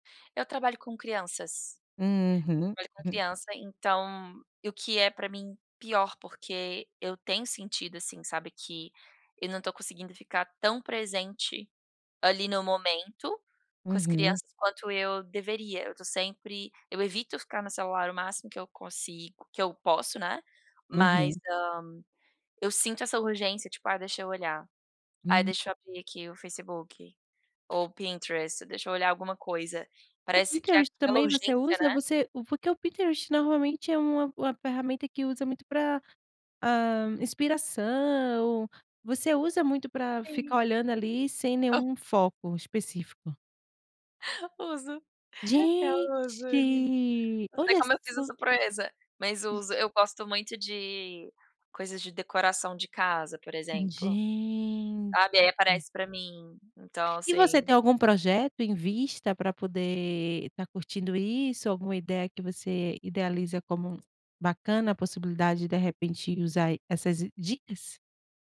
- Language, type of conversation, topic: Portuguese, podcast, Como você equilibra o tempo de tela com a vida offline?
- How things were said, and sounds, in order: other background noise; giggle; tapping